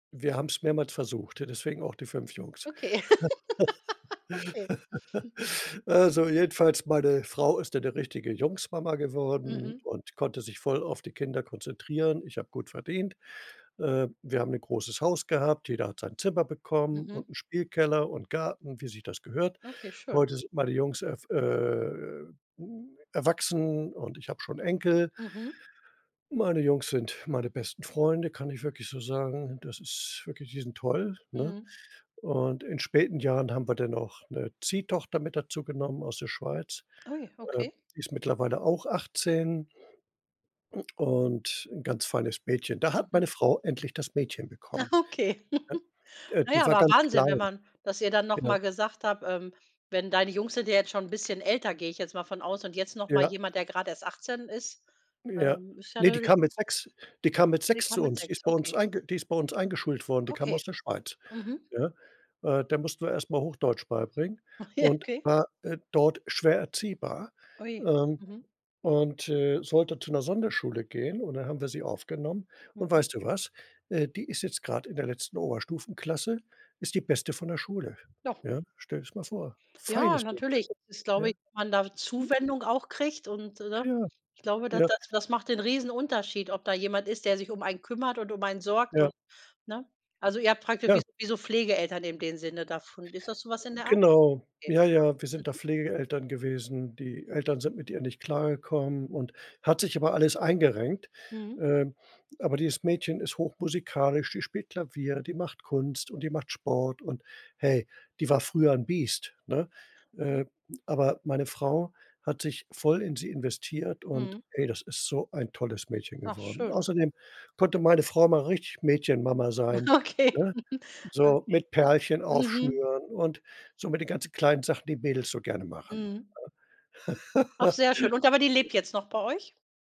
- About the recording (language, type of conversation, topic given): German, podcast, Erzählst du von einem Moment, der dein Leben komplett verändert hat?
- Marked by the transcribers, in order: laugh; other noise; laughing while speaking: "Ach, okay"; laugh; laughing while speaking: "Ach je"; stressed: "feines"; laugh; laughing while speaking: "Okay"; laugh; laugh